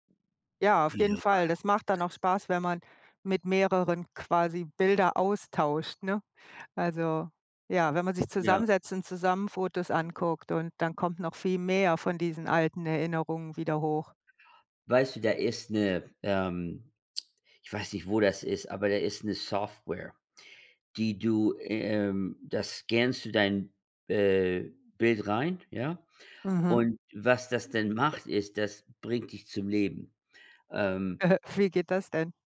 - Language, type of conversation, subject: German, unstructured, Welche Rolle spielen Fotos in deinen Erinnerungen?
- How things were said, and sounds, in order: unintelligible speech; tongue click; chuckle